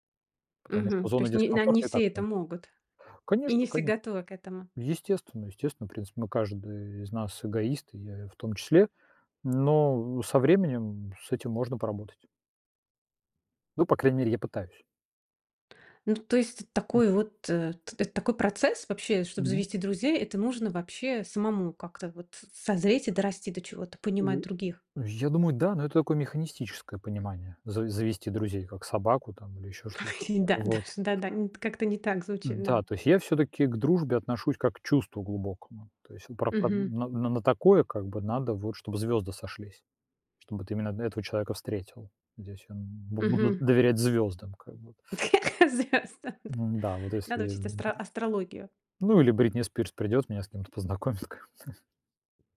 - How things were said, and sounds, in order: tapping; other background noise; other noise; laughing while speaking: "Ой, да, даж"; laugh; laughing while speaking: "Зря, с да"; laughing while speaking: "ком то"
- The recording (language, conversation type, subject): Russian, podcast, Как вы заводите друзей в новой среде?